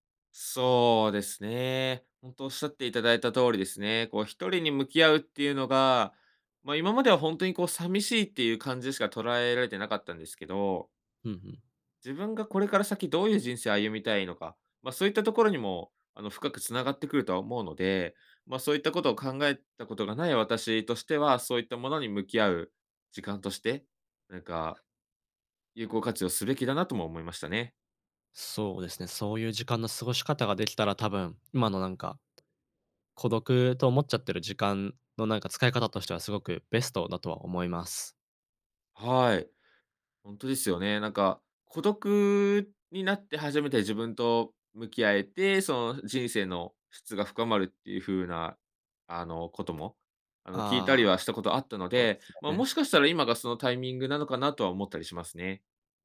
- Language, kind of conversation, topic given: Japanese, advice, 趣味に取り組む時間や友人と過ごす時間が減って孤独を感じるのはなぜですか？
- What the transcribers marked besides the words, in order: none